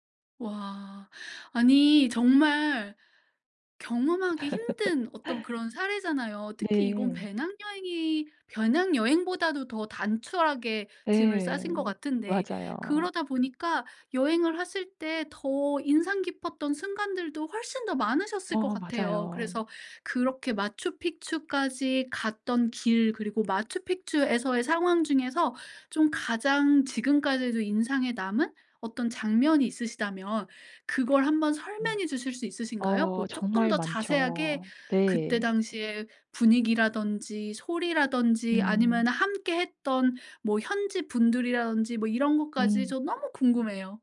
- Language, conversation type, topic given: Korean, podcast, 가장 기억에 남는 여행 이야기를 들려줄래요?
- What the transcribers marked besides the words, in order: laugh